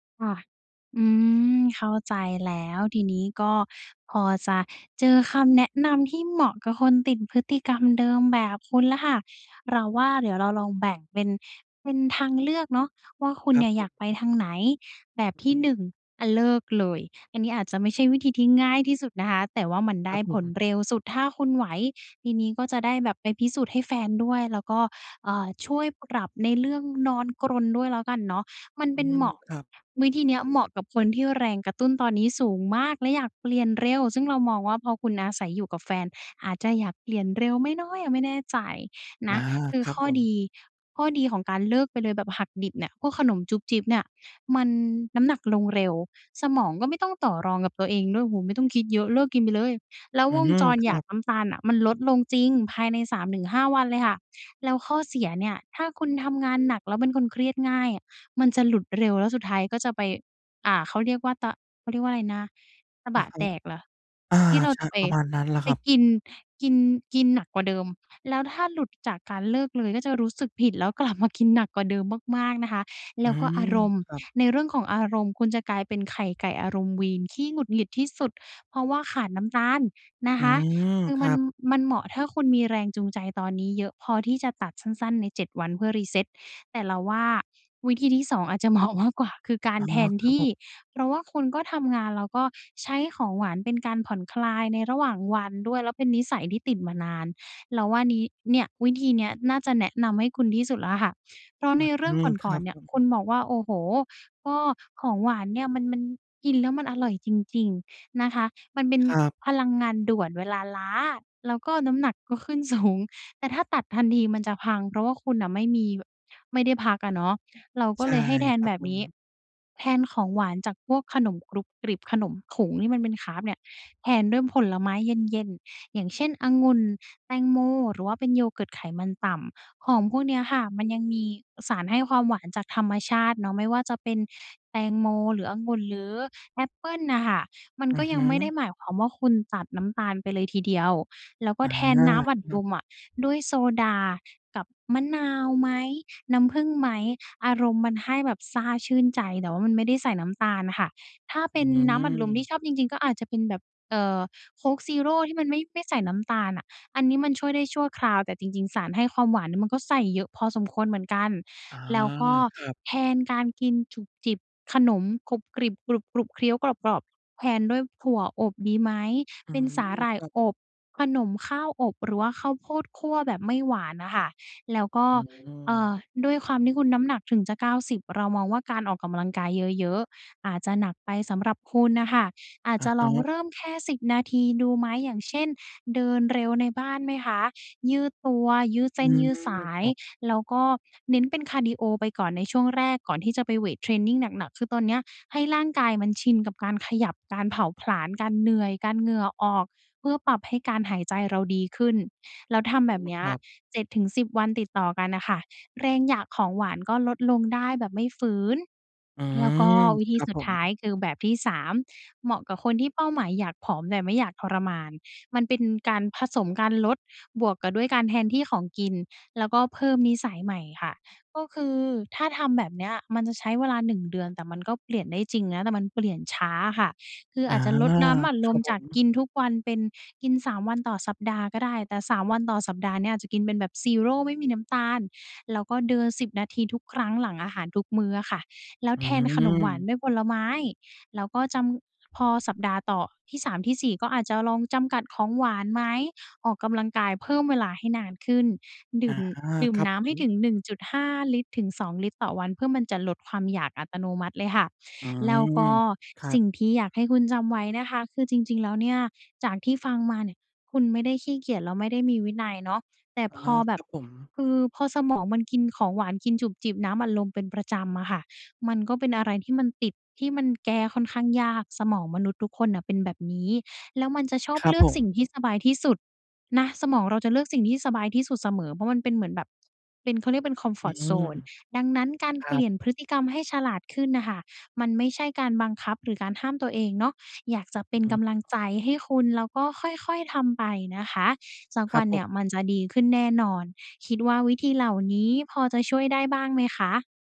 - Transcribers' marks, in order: laughing while speaking: "กลับ"; in English: "reset"; laughing while speaking: "สูง"; other background noise; in English: "comfort zone"
- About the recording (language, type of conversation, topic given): Thai, advice, ฉันควรเลิกนิสัยเดิมที่ส่งผลเสียต่อชีวิตไปเลย หรือค่อย ๆ เปลี่ยนเป็นนิสัยใหม่ดี?